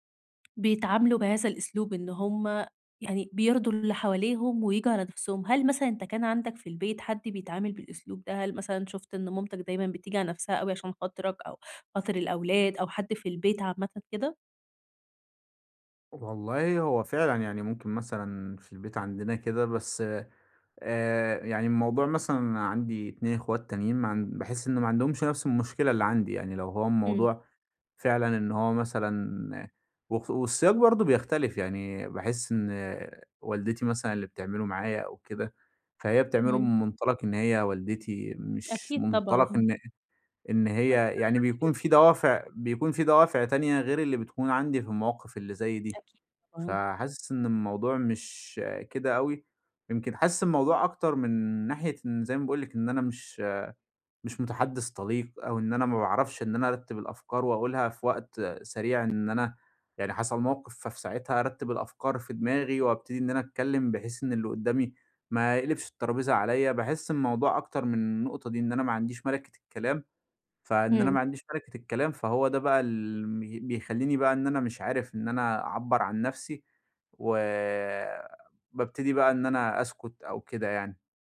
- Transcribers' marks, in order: other background noise
- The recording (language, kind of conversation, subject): Arabic, advice, إزاي أعبّر عن نفسي بصراحة من غير ما أخسر قبول الناس؟
- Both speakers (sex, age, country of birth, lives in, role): female, 20-24, Egypt, Egypt, advisor; male, 25-29, Egypt, Egypt, user